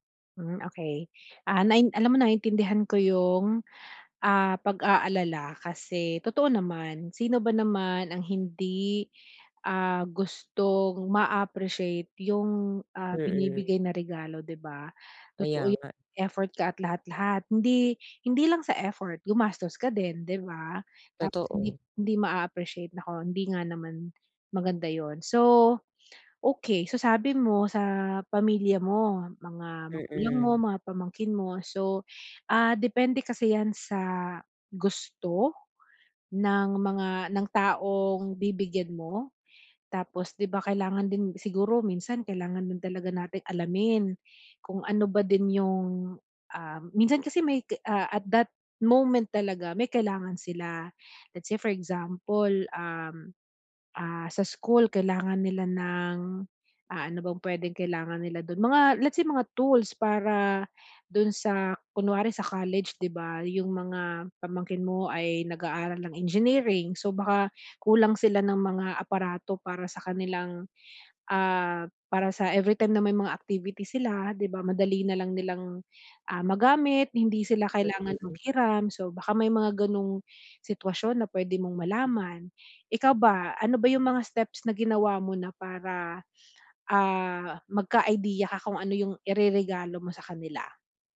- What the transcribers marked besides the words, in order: tapping; wind; other background noise
- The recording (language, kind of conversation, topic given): Filipino, advice, Paano ako makakahanap ng magandang regalong siguradong magugustuhan ng mahal ko?